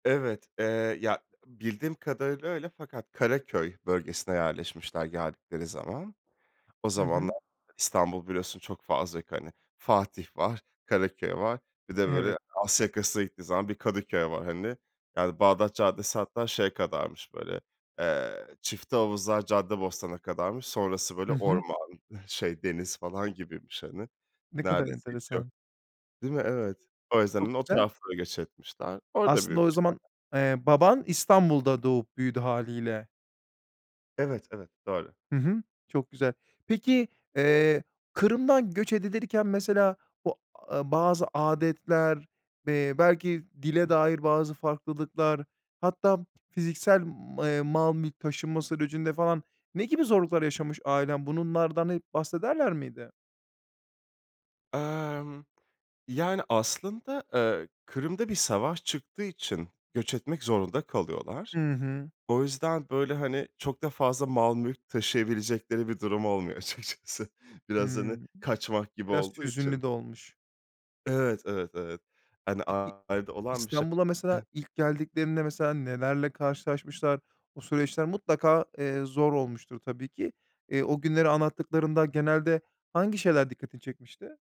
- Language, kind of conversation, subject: Turkish, podcast, Ailenizin göç hikâyesi nerede başlıyor, anlatır mısın?
- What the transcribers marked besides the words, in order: other background noise; chuckle; tapping; "Bunlardan" said as "Bununlardan"; laughing while speaking: "açıkçası"